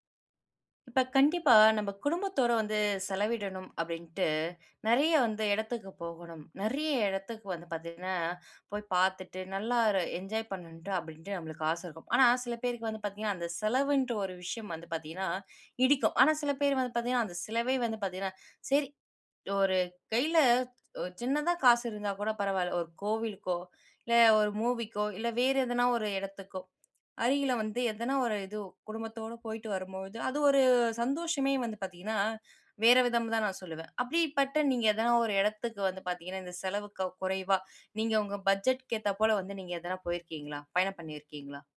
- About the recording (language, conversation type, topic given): Tamil, podcast, மிதமான செலவில் கூட சந்தோஷமாக இருக்க என்னென்ன வழிகள் இருக்கின்றன?
- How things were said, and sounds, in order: in English: "என்ஜாய்"